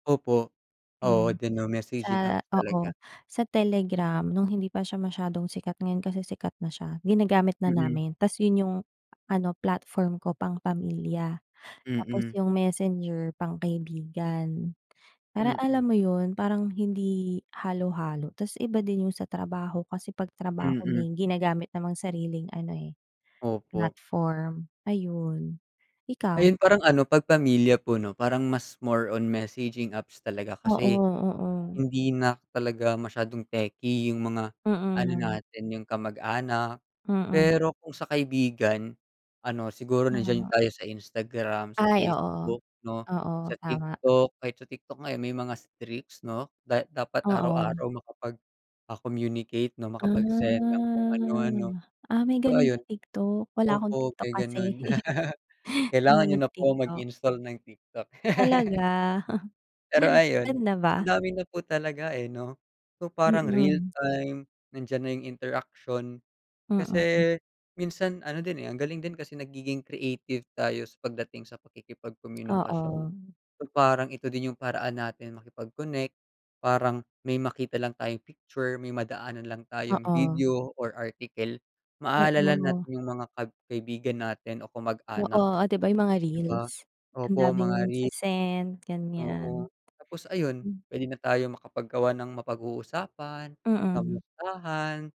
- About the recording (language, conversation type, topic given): Filipino, unstructured, Paano ka natutulungan ng social media na makipag-ugnayan sa pamilya at mga kaibigan?
- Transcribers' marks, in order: drawn out: "Ah"; laugh; chuckle; laugh